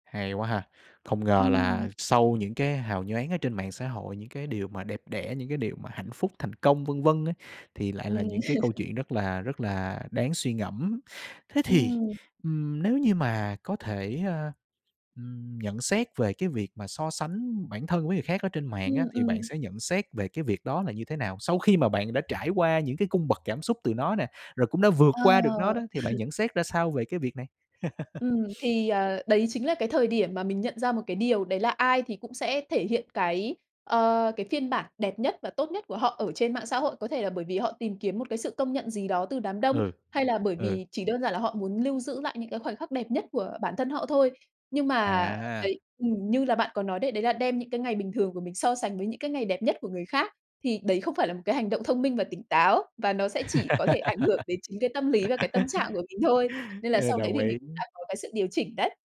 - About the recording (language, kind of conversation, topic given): Vietnamese, podcast, Bạn làm sao để không so sánh bản thân với người khác trên mạng?
- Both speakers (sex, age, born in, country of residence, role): female, 30-34, Vietnam, Malaysia, guest; male, 25-29, Vietnam, Vietnam, host
- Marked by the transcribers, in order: tapping; chuckle; chuckle; chuckle; other background noise; laugh